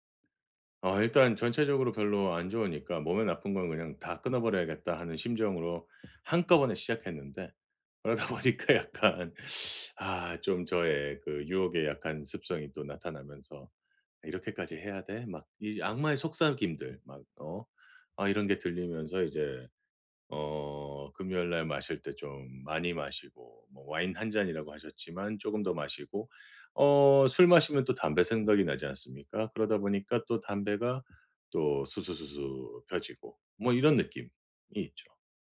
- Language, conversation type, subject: Korean, advice, 유혹을 느낄 때 어떻게 하면 잘 막을 수 있나요?
- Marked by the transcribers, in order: tapping; laughing while speaking: "그러다 보니까 약간"; teeth sucking